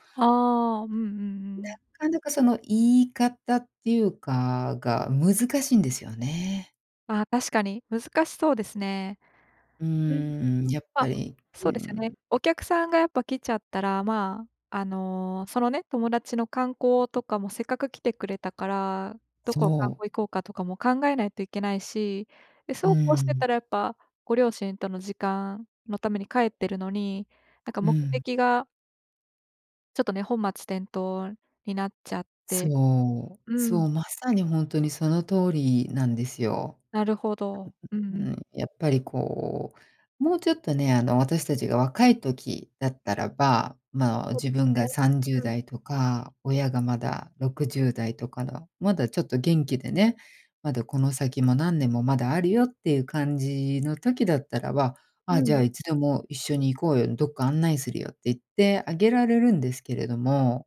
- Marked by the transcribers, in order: other background noise
- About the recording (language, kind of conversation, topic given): Japanese, advice, 友人との境界線をはっきり伝えるにはどうすればよいですか？